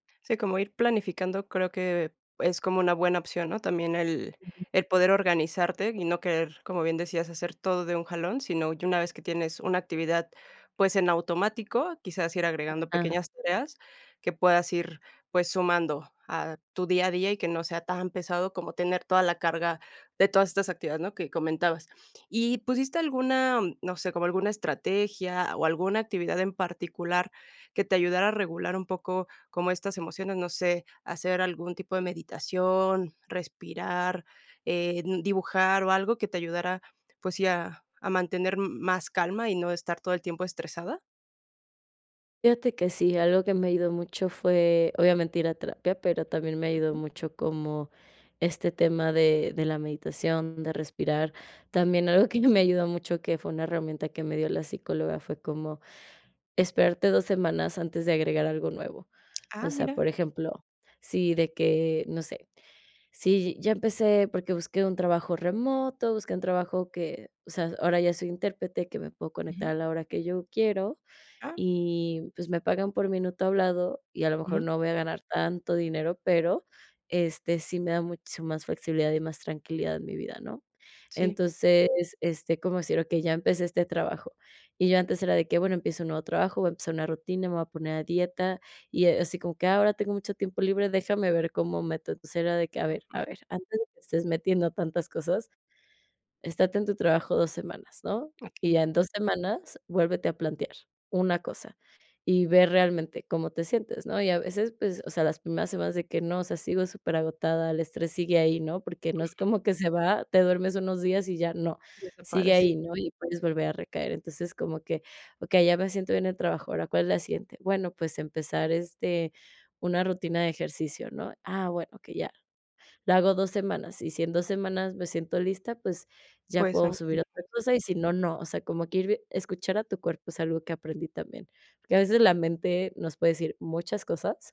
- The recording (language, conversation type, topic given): Spanish, podcast, ¿Cómo equilibras el trabajo y el descanso durante tu recuperación?
- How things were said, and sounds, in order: laughing while speaking: "algo que me ayudó mucho"; tapping; laughing while speaking: "Porque no es como que se va"